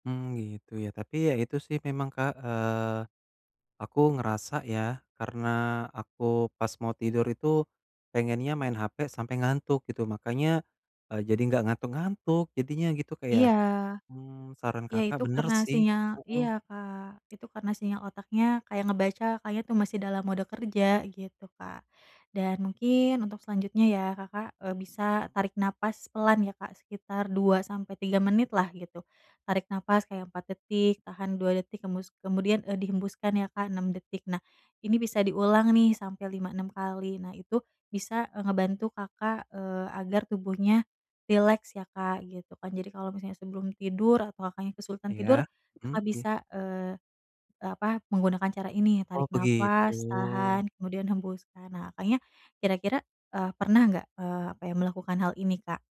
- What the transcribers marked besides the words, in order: other background noise
- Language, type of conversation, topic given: Indonesian, advice, Bagaimana cara melakukan relaksasi singkat yang efektif sebelum tidur untuk menenangkan tubuh dan pikiran?